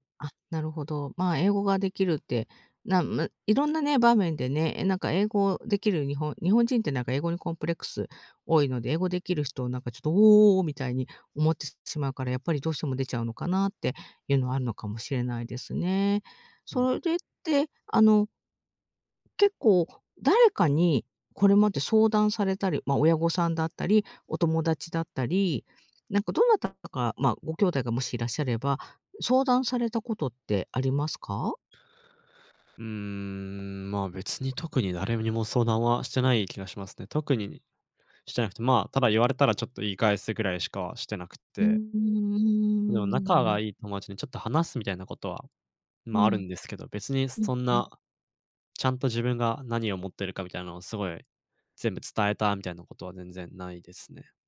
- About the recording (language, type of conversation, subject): Japanese, advice, 周囲に理解されず孤独を感じることについて、どのように向き合えばよいですか？
- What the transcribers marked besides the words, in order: "思ってしまう" said as "思っつっつまう"